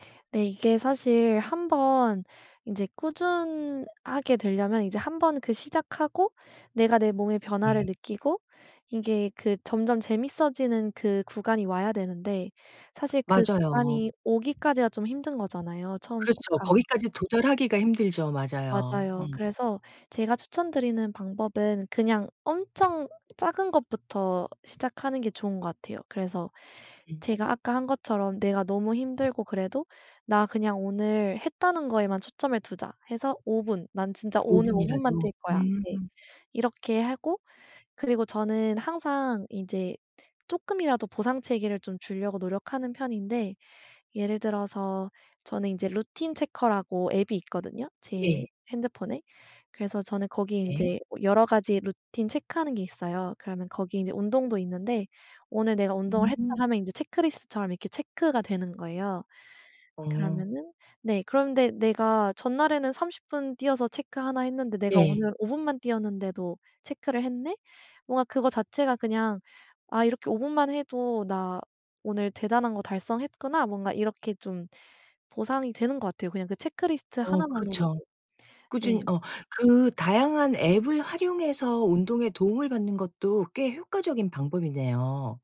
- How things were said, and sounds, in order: other background noise
- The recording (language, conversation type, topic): Korean, podcast, 일상에서 운동을 자연스럽게 습관으로 만드는 팁이 있을까요?